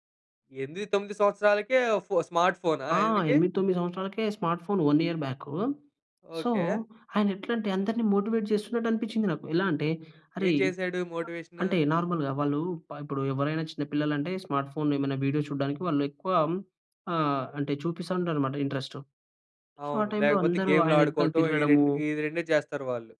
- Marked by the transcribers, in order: in English: "స్మార్ట్ ఫోన్ వన్ ఇయర్ బ్యాక్. సో"; in English: "మోటివేట్"; in English: "మోటివేషన్"; in English: "నార్మల్‌గా"; in English: "స్మార్ట్ ఫోన్"; in English: "ఇంట్రెస్ట్. సో"
- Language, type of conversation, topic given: Telugu, podcast, మొబైల్ ఫోన్ వల్ల కలిగే దృష్టిచెదరింపును మీరు ఎలా నియంత్రిస్తారు?